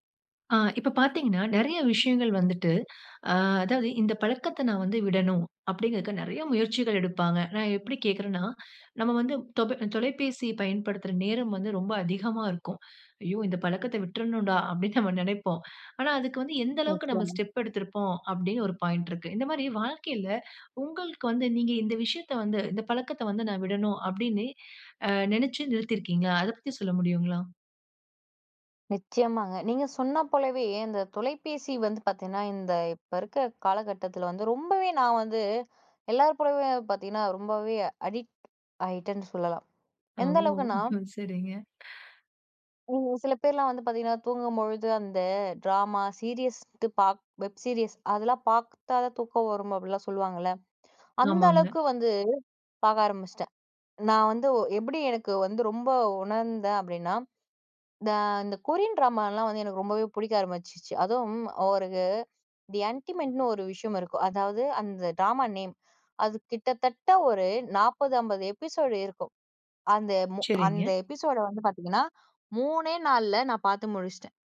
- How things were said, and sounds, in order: snort; in English: "அடிக்ட்"; snort; other background noise
- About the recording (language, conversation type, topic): Tamil, podcast, விட வேண்டிய பழக்கத்தை எப்படி நிறுத்தினீர்கள்?